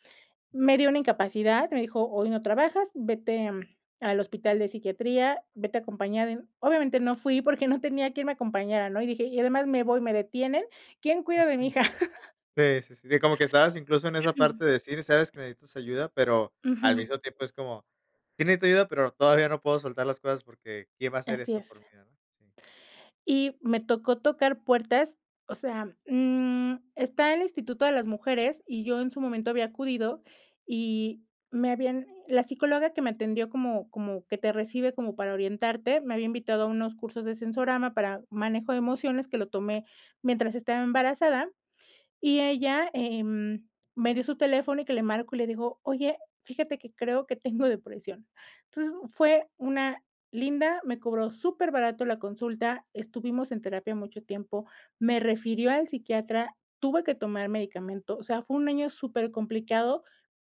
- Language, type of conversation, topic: Spanish, podcast, ¿Cuál es la mejor forma de pedir ayuda?
- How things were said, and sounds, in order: laugh; other noise; other background noise